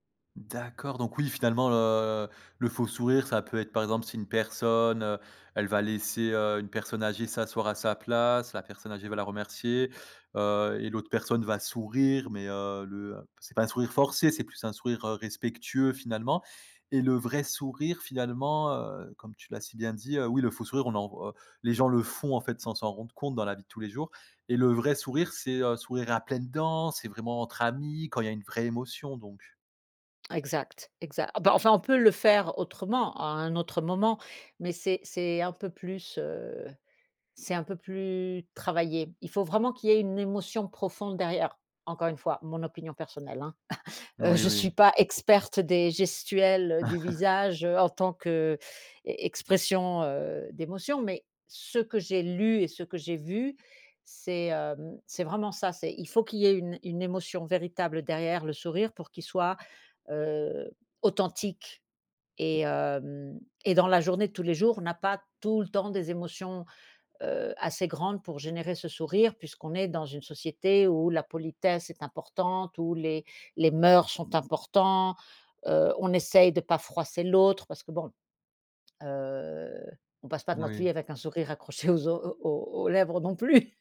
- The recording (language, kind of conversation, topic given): French, podcast, Comment distinguer un vrai sourire d’un sourire forcé ?
- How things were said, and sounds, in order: chuckle; laugh; stressed: "tout"; drawn out: "heu"; laughing while speaking: "aux"; laughing while speaking: "plus"